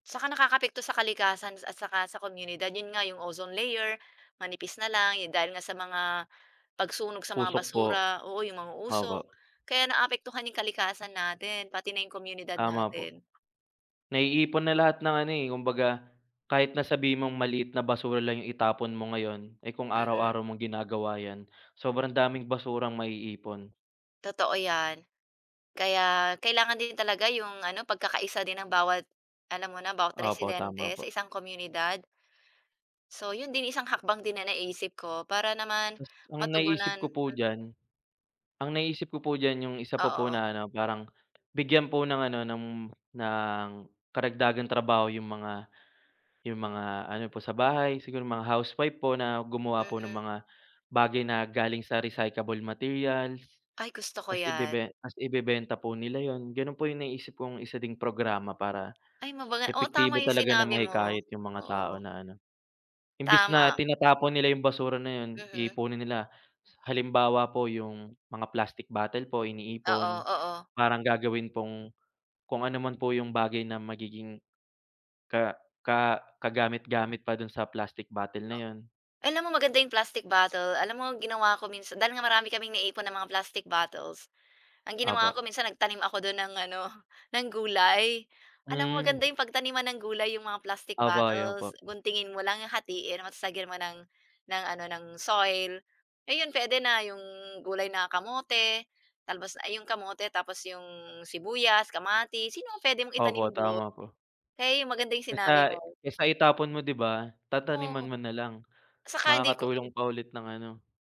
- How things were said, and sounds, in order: tapping; other background noise
- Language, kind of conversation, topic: Filipino, unstructured, Ano ang reaksyon mo kapag may nakikita kang nagtatapon ng basura kung saan-saan?